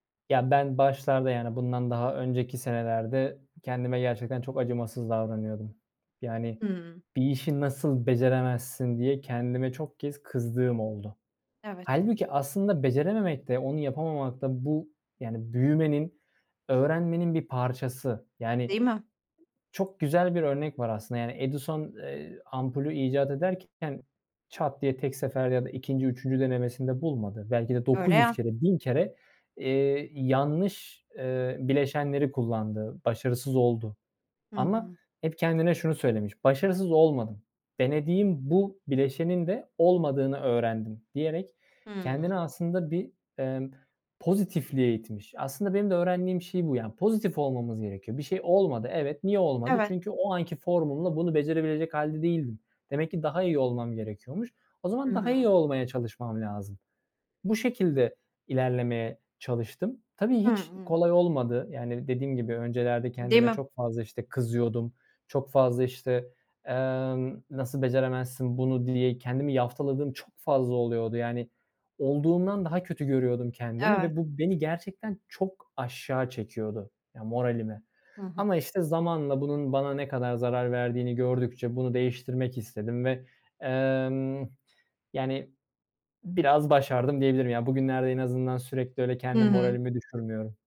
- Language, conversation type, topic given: Turkish, podcast, Hayatında başarısızlıktan öğrendiğin en büyük ders ne?
- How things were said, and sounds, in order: tapping; other background noise; other noise